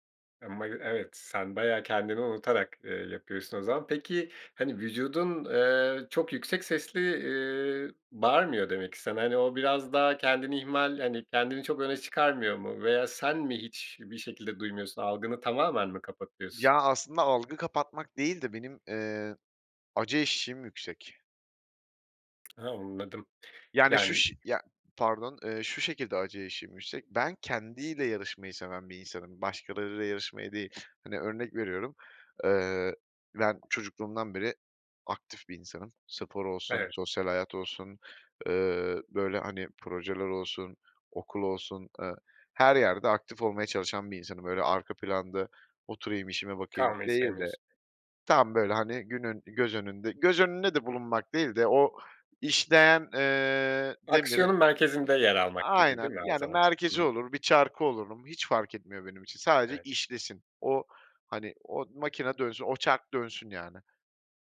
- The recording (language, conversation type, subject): Turkish, podcast, Vücudunun sınırlarını nasıl belirlersin ve ne zaman “yeter” demen gerektiğini nasıl öğrenirsin?
- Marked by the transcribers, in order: unintelligible speech; other background noise; tapping